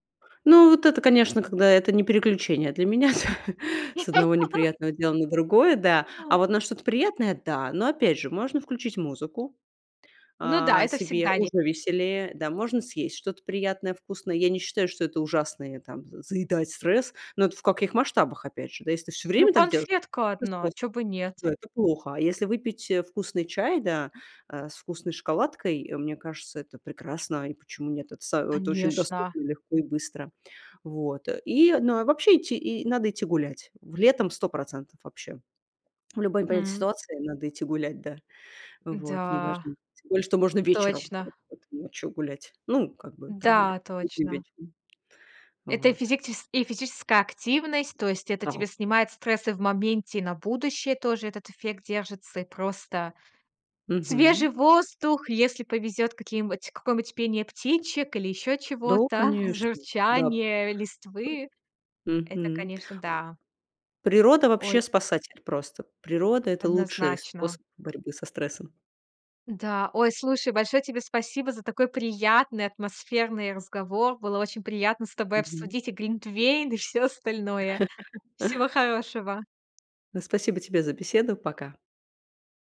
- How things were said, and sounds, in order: laugh; chuckle; unintelligible speech; swallow; tapping; chuckle; other noise; laugh
- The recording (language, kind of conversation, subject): Russian, podcast, Что вы делаете, чтобы снять стресс за 5–10 минут?
- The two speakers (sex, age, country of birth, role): female, 25-29, Russia, host; female, 35-39, Russia, guest